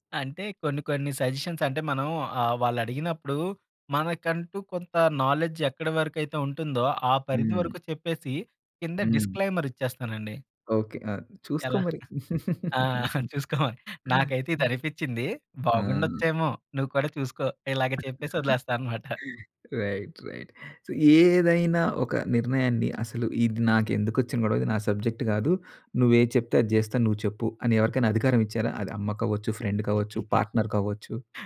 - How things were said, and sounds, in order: in English: "సజెషన్స్"; in English: "నాలెడ్జ్"; in English: "డిస్‌క్లైమర్"; giggle; laugh; laugh; in English: "రైట్. రైట్. సో"; in English: "సబ్జెక్ట్"; in English: "ఫ్రెండ్"; chuckle; in English: "పార్ట్నర్"
- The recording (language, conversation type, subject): Telugu, podcast, ఒంటరిగా ముందుగా ఆలోచించి, తర్వాత జట్టుతో పంచుకోవడం మీకు సబబా?
- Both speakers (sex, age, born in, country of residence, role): male, 30-34, India, India, guest; male, 40-44, India, India, host